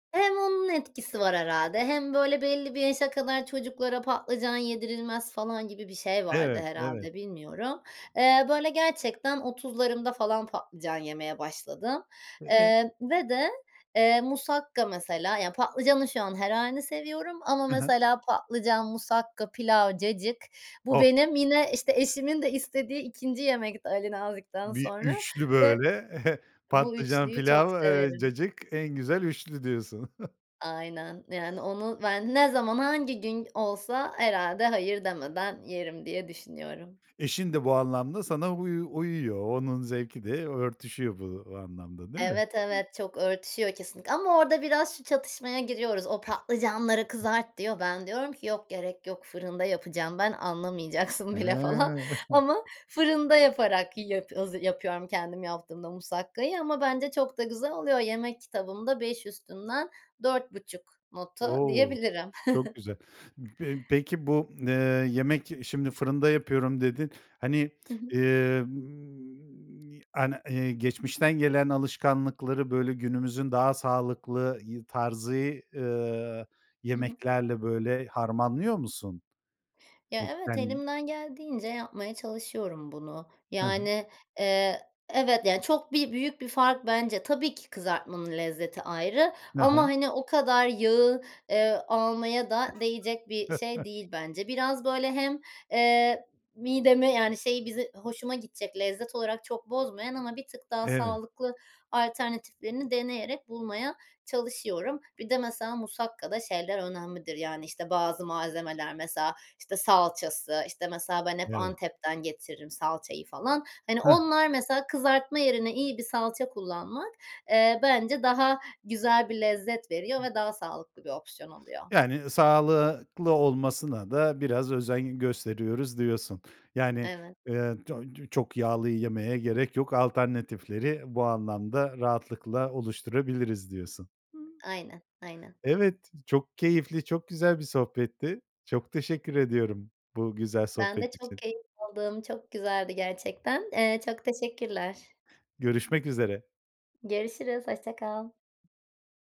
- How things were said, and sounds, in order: other background noise; unintelligible speech; chuckle; chuckle; chuckle; laughing while speaking: "anlamayacaksın bile. falan"; chuckle; chuckle; drawn out: "emm"; unintelligible speech; chuckle; tapping
- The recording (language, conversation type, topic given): Turkish, podcast, Yemek yapmayı bir hobi olarak görüyor musun ve en sevdiğin yemek hangisi?